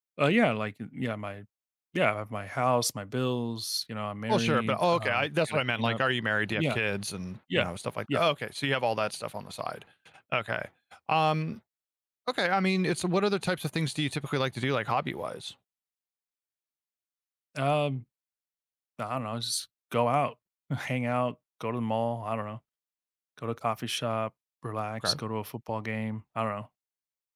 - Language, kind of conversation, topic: English, advice, How can I find time for self-care?
- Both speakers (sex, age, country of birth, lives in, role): male, 40-44, United States, United States, advisor; male, 40-44, United States, United States, user
- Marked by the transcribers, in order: none